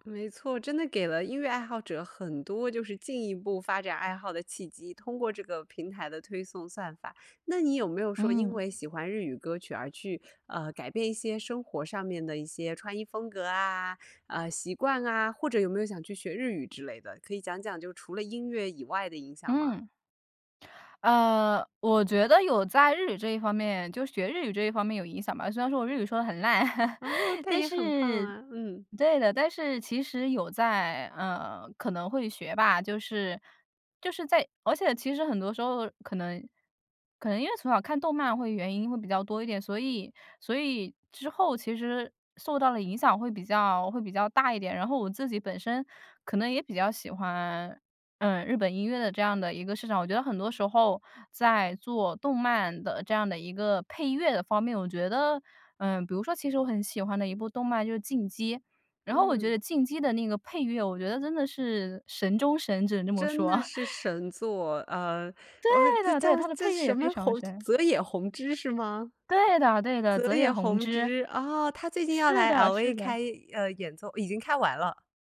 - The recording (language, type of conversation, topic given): Chinese, podcast, 你有没有哪段时间突然大幅改变了自己的听歌风格？
- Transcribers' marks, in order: laugh; laugh